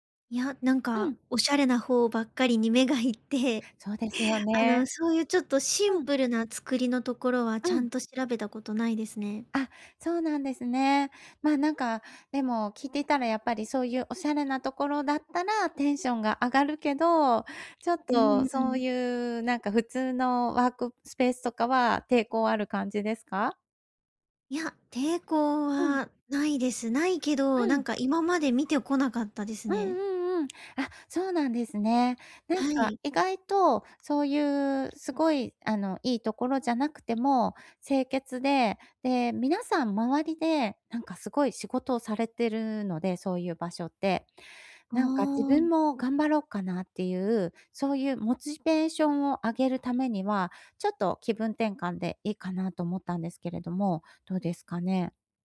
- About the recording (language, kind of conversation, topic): Japanese, advice, 環境を変えることで創造性をどう刺激できますか？
- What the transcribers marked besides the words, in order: laughing while speaking: "目がいって"